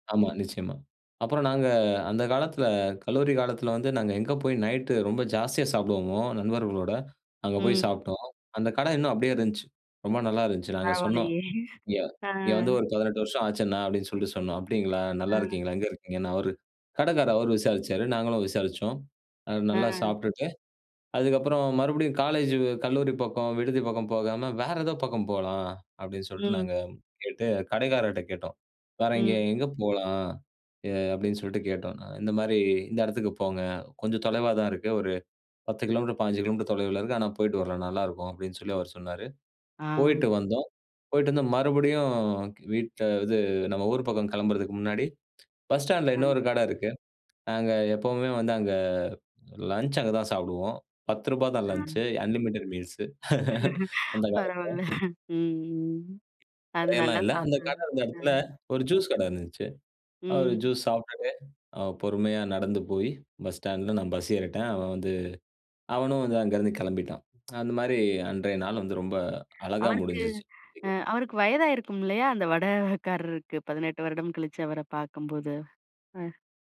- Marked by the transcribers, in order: other noise; chuckle; tongue click; in English: "அன்லிமிட்டட் மீல்ஸு"; laughing while speaking: "பரவால்ல. ம் ம்"; laugh; tsk; unintelligible speech
- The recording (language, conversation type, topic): Tamil, podcast, நண்பருக்கு மனச்சோர்வு ஏற்பட்டால் நீங்கள் எந்த உணவைச் சமைத்து கொடுப்பீர்கள்?